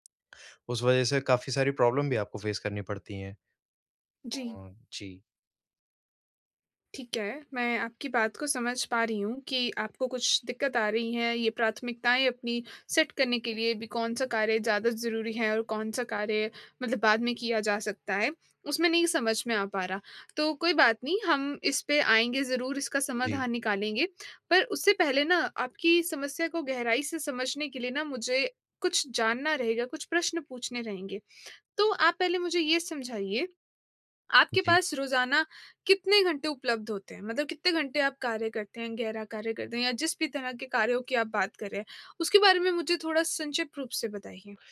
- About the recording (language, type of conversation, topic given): Hindi, advice, कई कार्यों के बीच प्राथमिकताओं का टकराव होने पर समय ब्लॉक कैसे बनाऊँ?
- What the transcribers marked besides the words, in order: in English: "प्रॉब्लम"; in English: "फ़ेस"; in English: "सेट"